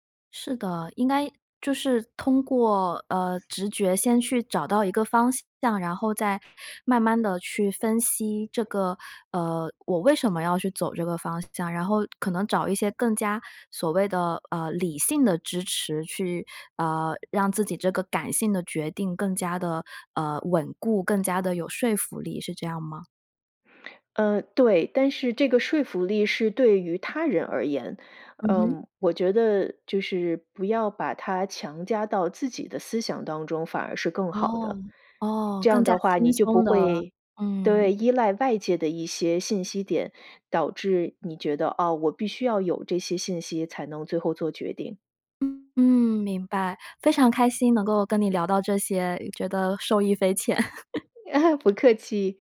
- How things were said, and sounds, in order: other background noise; laugh; joyful: "不客气"
- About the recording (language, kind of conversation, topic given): Chinese, podcast, 当直觉与逻辑发生冲突时，你会如何做出选择？